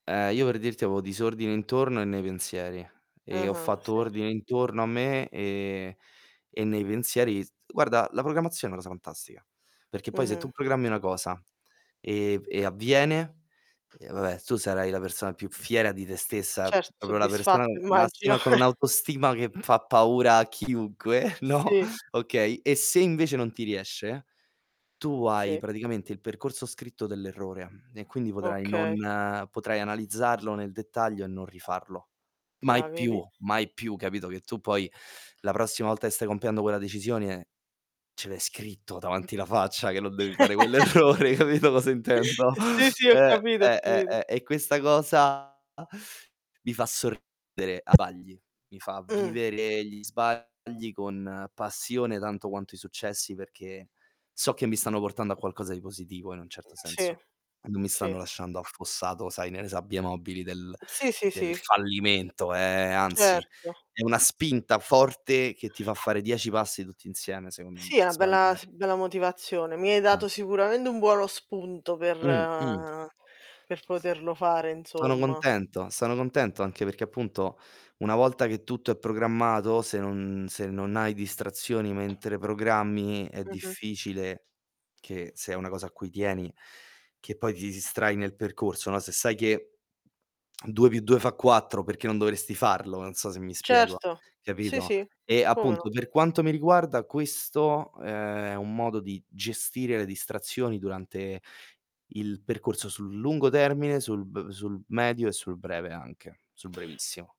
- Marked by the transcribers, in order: static; distorted speech; mechanical hum; other background noise; "proprio" said as "propo"; chuckle; laughing while speaking: "chiunque, no"; laugh; laughing while speaking: "quell'errore, hai capito cosa intendo?"; tapping
- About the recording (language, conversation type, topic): Italian, unstructured, Come gestisci le distrazioni quando hai cose importanti da fare?